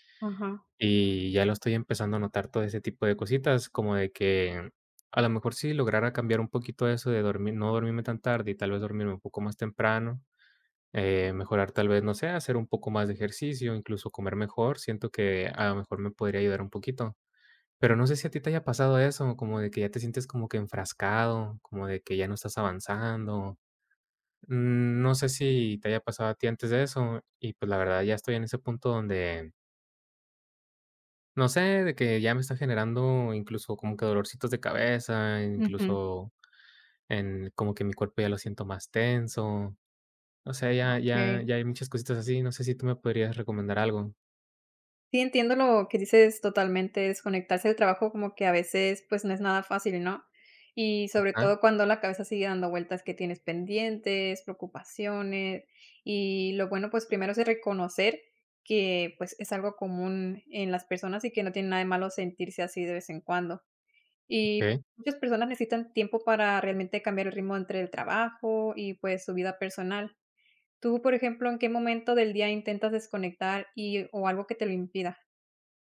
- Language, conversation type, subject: Spanish, advice, ¿Por qué me cuesta desconectar después del trabajo?
- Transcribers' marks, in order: tapping